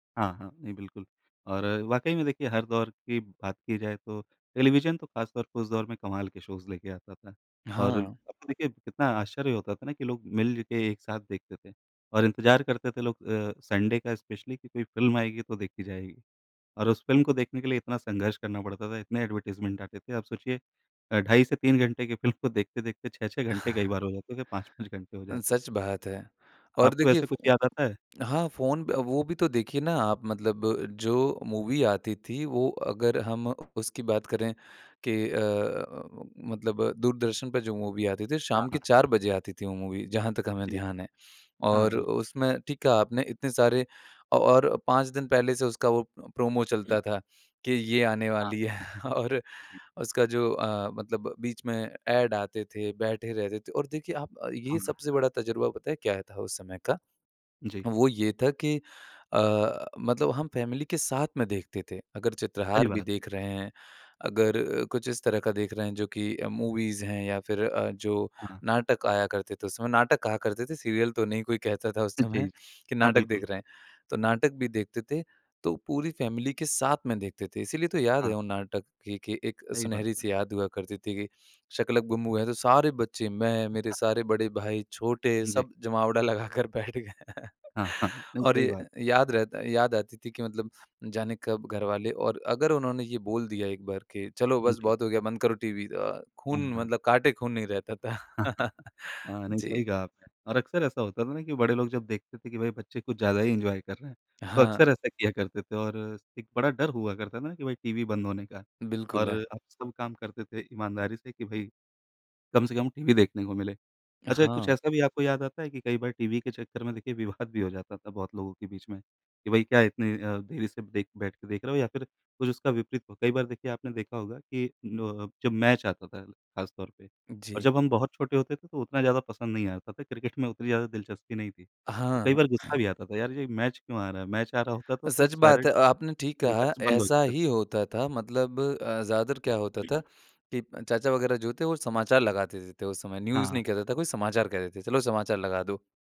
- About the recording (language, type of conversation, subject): Hindi, podcast, बचपन के कौन से टीवी कार्यक्रम आपको सबसे ज़्यादा याद आते हैं?
- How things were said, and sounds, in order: in English: "शोज़"; other background noise; in English: "संडे"; in English: "स्पेशली"; in English: "एडवर्टाइज़मेंट"; chuckle; in English: "मूवी"; in English: "मूवी"; laughing while speaking: "है और"; in English: "फैमिली"; in English: "मूवीज़"; in English: "फैमिली"; other noise; laughing while speaking: "लगा कर बैठ गए हैं"; chuckle; chuckle; in English: "एन्जॉय"; laughing while speaking: "विवाद"; laughing while speaking: "में"; unintelligible speech; in English: "न्यूज़"